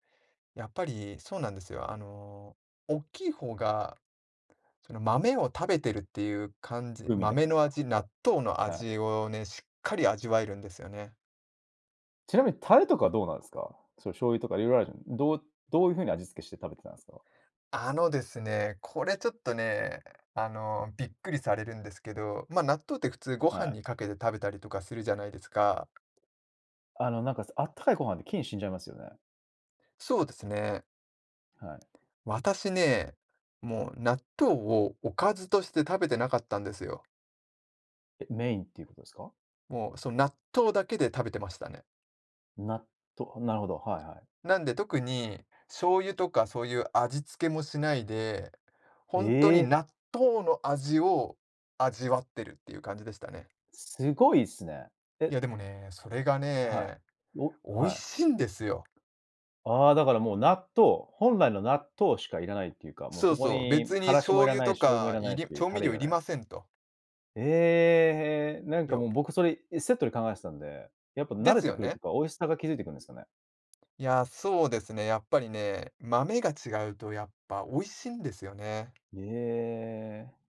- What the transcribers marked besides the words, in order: unintelligible speech
- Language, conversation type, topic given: Japanese, podcast, 発酵食品の中で、特に驚いたものは何ですか？